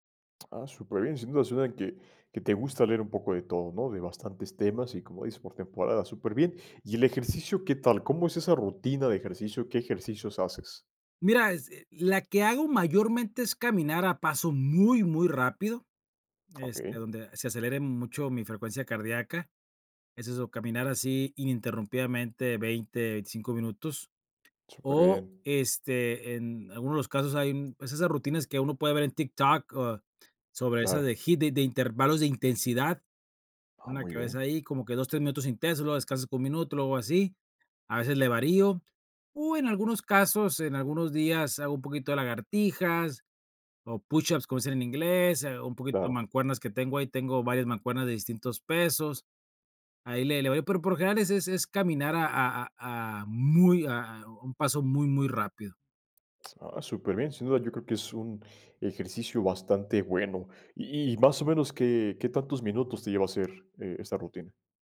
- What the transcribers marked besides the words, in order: other background noise; stressed: "muy"
- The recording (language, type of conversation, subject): Spanish, podcast, ¿Qué hábito te ayuda a crecer cada día?